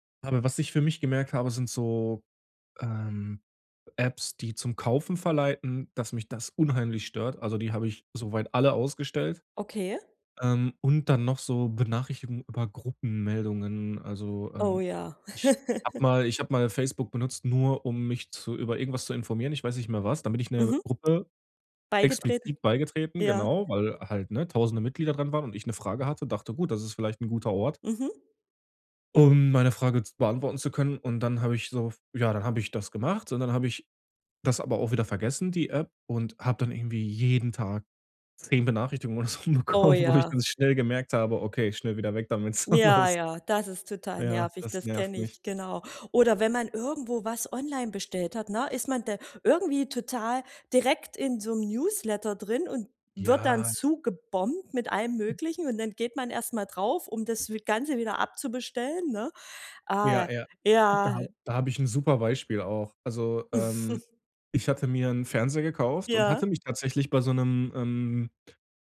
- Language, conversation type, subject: German, podcast, Wie gehst du mit Benachrichtigungen um, ohne ständig abgelenkt zu sein?
- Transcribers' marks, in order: stressed: "unheimlich"; giggle; other background noise; laughing while speaking: "so bekommen"; laughing while speaking: "So das"; chuckle